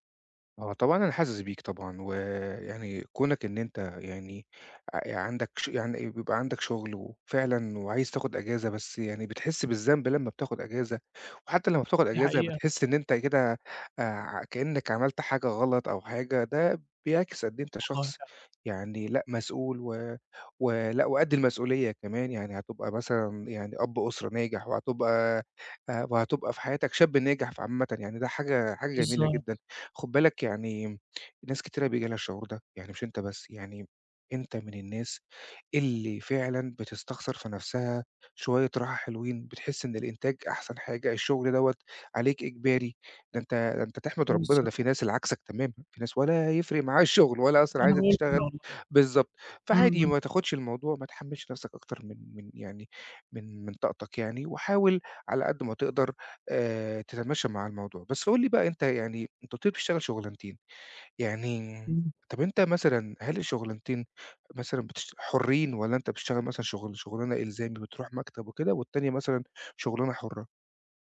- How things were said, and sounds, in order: unintelligible speech; laughing while speaking: "الشُغل"
- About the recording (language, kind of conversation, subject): Arabic, advice, إزاي بتتعامل مع الإحساس بالذنب لما تاخد إجازة عشان ترتاح؟